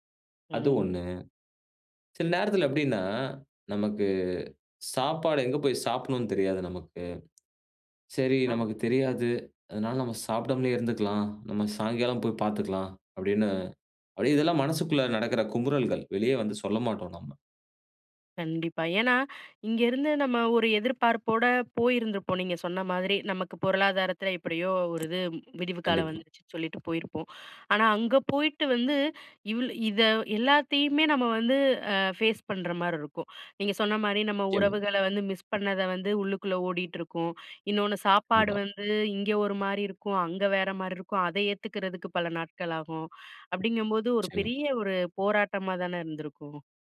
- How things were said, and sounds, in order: other background noise; "மனசுக்குள்ளே" said as "மனசுக்குள்ள"; inhale; inhale; in English: "ஃபேஸ்"; inhale; inhale
- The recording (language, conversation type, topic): Tamil, podcast, சிறு நகரத்திலிருந்து பெரிய நகரத்தில் வேலைக்குச் செல்லும்போது என்னென்ன எதிர்பார்ப்புகள் இருக்கும்?